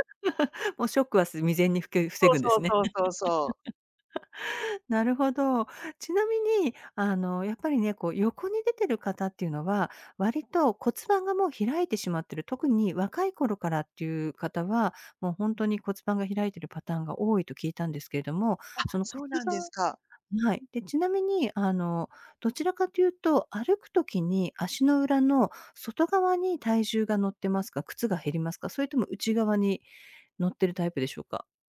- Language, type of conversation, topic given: Japanese, advice, 運動しているのに体重や見た目に変化が出ないのはなぜですか？
- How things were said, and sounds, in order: laugh; laugh